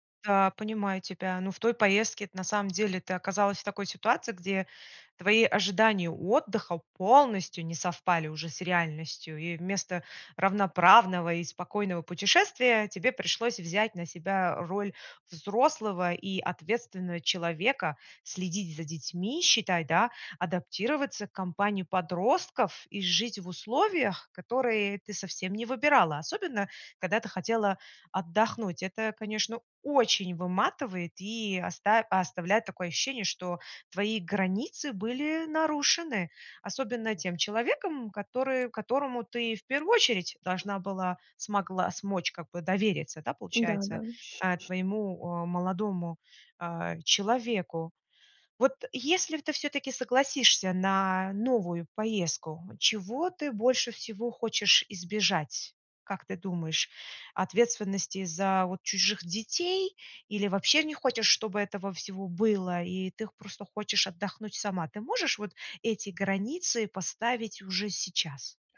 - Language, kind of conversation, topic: Russian, advice, Как справляться с неожиданными проблемами во время поездки, чтобы отдых не был испорчен?
- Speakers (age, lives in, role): 20-24, Germany, user; 45-49, United States, advisor
- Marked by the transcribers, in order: tapping; other background noise